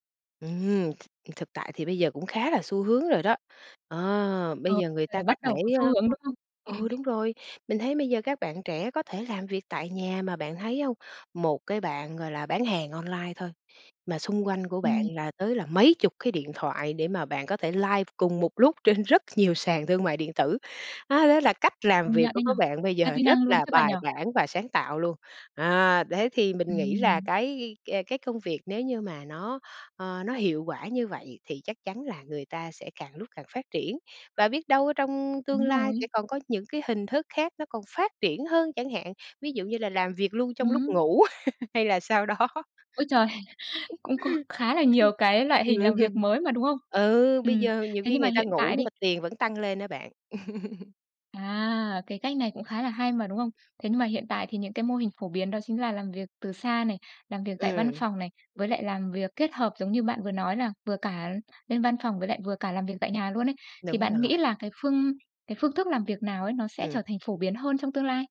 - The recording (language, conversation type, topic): Vietnamese, podcast, Bạn nghĩ gì về làm việc từ xa so với làm việc tại văn phòng?
- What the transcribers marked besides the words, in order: other noise; other background noise; tapping; laughing while speaking: "Ừm"; in English: "live"; laugh; laughing while speaking: "sao đó"; chuckle; laughing while speaking: "Ừm"; laugh